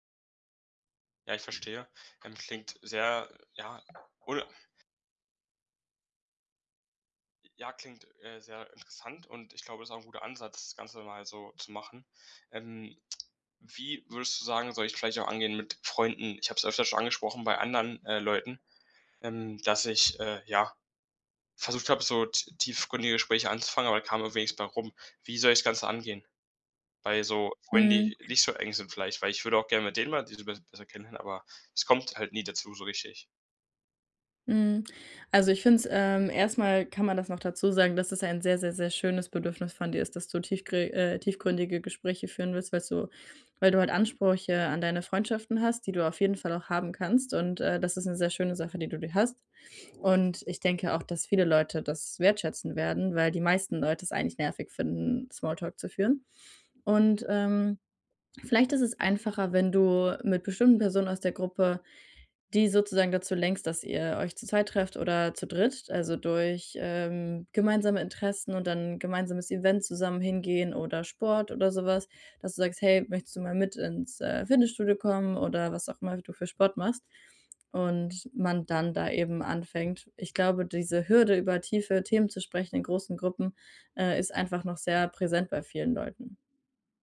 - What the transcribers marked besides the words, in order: tapping; other background noise; swallow
- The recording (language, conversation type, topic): German, advice, Wie kann ich oberflächlichen Smalltalk vermeiden, wenn ich mir tiefere Gespräche wünsche?